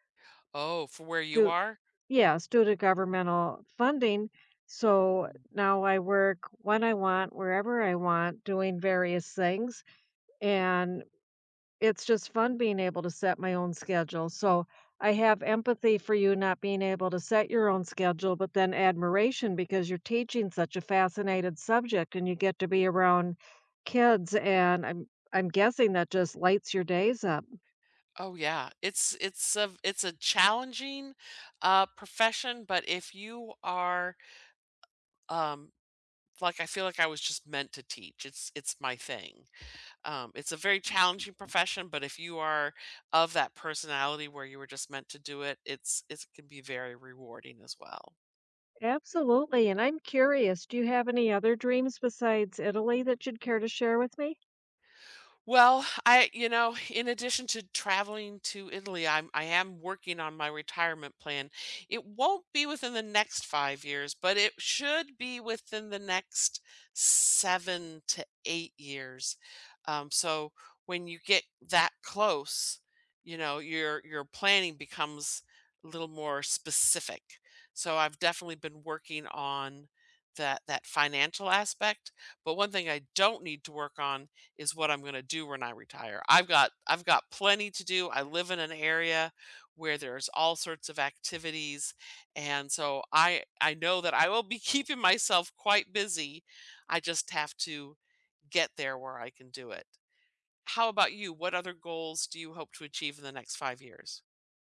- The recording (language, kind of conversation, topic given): English, unstructured, What dreams do you hope to achieve in the next five years?
- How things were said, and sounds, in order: tapping; laughing while speaking: "keeping"